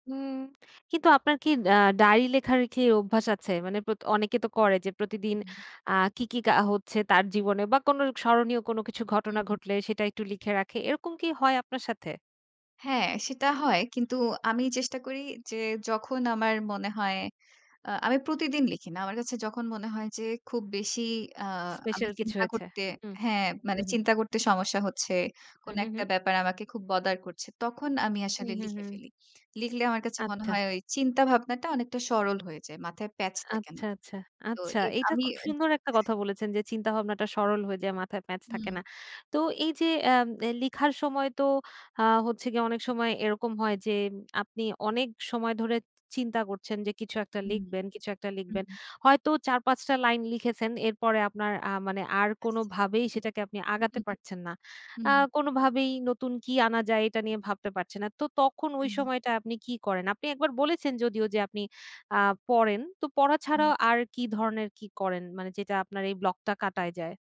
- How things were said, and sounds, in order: in English: "bother"
- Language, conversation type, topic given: Bengali, podcast, কীভাবে আপনি সৃজনশীল জড়তা কাটাতে বিভিন্ন মাধ্যম ব্যবহার করেন?